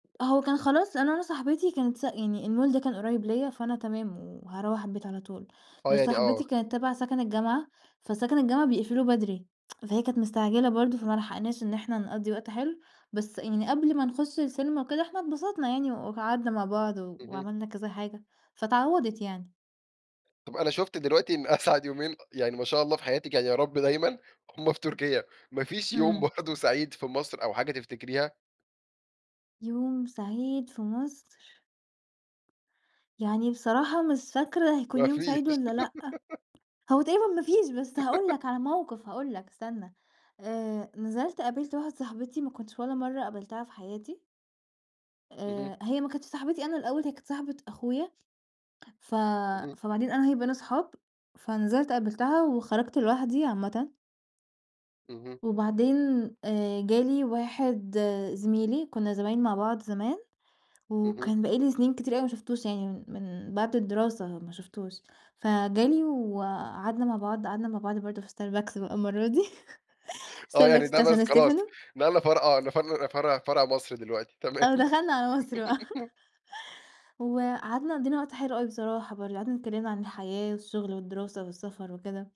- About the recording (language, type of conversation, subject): Arabic, podcast, إيه أسعد يوم في حياتك وليه؟
- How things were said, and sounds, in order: other background noise; in English: "المول"; tsk; tapping; laughing while speaking: "أسعد يومين"; laughing while speaking: "هُم في تركيا"; laughing while speaking: "برضو"; laugh; laugh; laugh